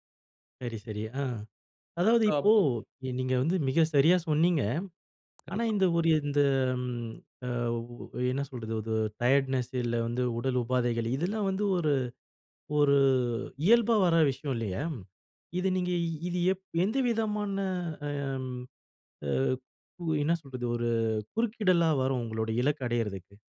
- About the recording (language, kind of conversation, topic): Tamil, podcast, நாள்தோறும் சிறு இலக்குகளை எப்படி நிர்ணயிப்பீர்கள்?
- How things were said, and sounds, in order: other background noise; drawn out: "ஆ"